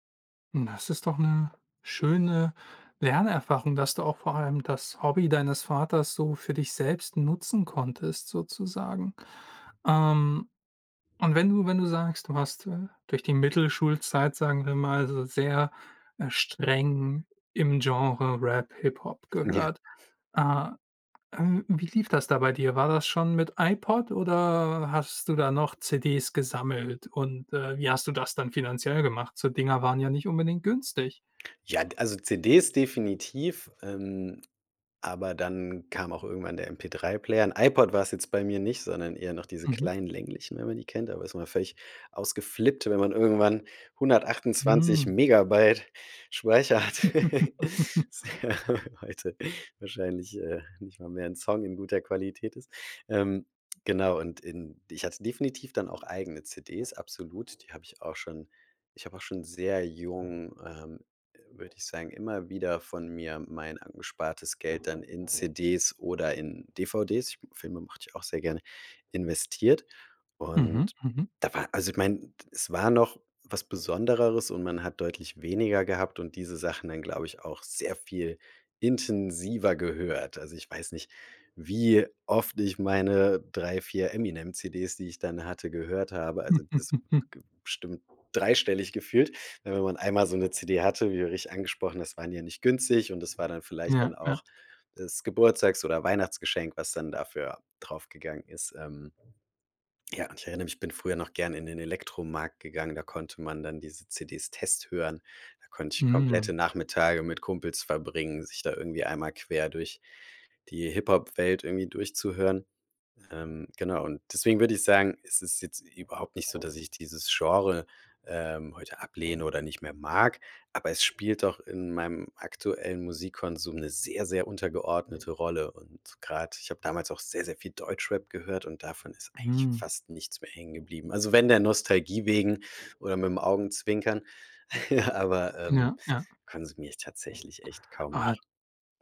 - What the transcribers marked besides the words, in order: other background noise; laughing while speaking: "Megabyte Speicher hat, sehr heute"; giggle; giggle; chuckle; other noise
- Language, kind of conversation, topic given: German, podcast, Wer oder was hat deinen Musikgeschmack geprägt?
- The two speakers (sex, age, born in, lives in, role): male, 25-29, Germany, Germany, host; male, 35-39, Germany, Germany, guest